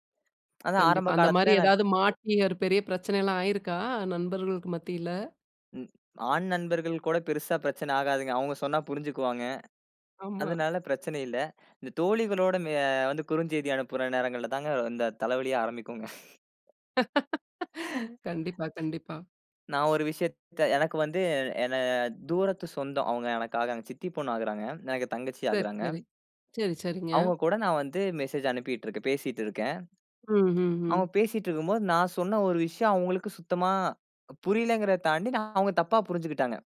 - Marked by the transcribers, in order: chuckle; laugh
- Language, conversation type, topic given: Tamil, podcast, ஆன்லைனில் தவறாகப் புரிந்துகொள்ளப்பட்டால் நீங்கள் என்ன செய்வீர்கள்?